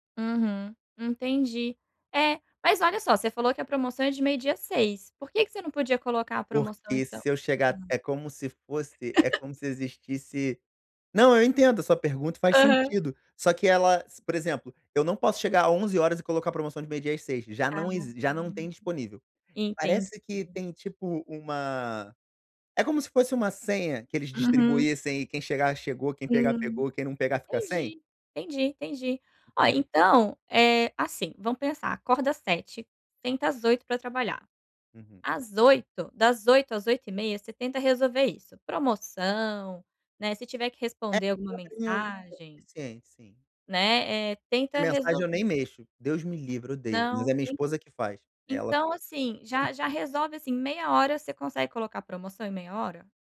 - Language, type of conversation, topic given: Portuguese, advice, Como posso organizar blocos de trabalho para evitar interrupções?
- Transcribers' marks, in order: chuckle; unintelligible speech; unintelligible speech; chuckle